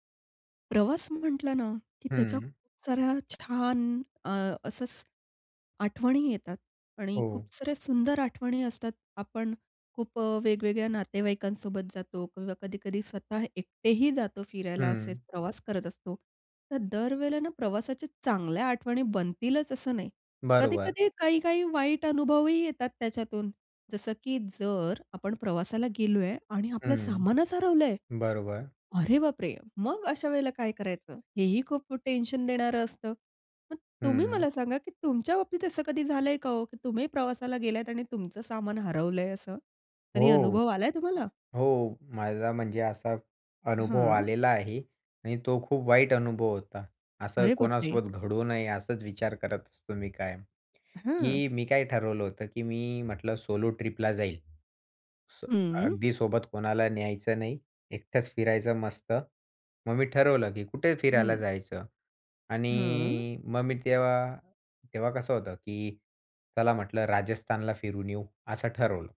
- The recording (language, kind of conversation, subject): Marathi, podcast, प्रवासात तुमचं सामान कधी हरवलं आहे का, आणि मग तुम्ही काय केलं?
- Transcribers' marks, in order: tapping; surprised: "अरे बापरे!"; surprised: "अरे बापरे!"